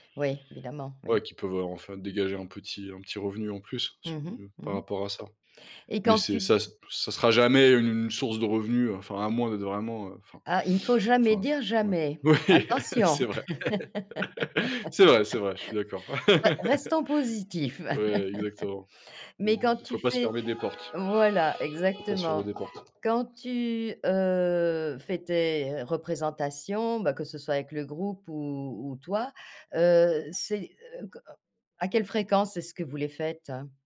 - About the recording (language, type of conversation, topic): French, podcast, Comment gères-tu tes notifications au quotidien ?
- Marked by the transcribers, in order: tapping; laughing while speaking: "Oui"; laugh; alarm